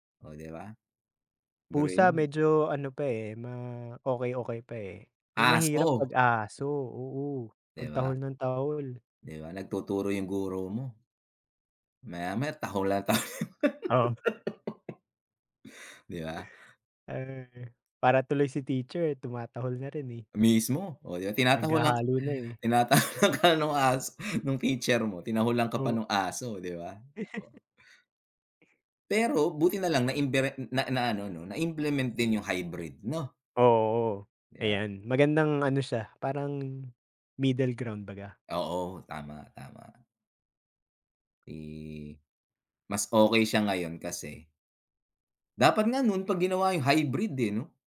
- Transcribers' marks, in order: tapping; laughing while speaking: "'yung"; chuckle; laughing while speaking: "tinatahulan ka na no'ng aso"; chuckle; other background noise
- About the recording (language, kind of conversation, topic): Filipino, unstructured, Paano nagbago ang paraan ng pag-aaral dahil sa mga plataporma sa internet para sa pagkatuto?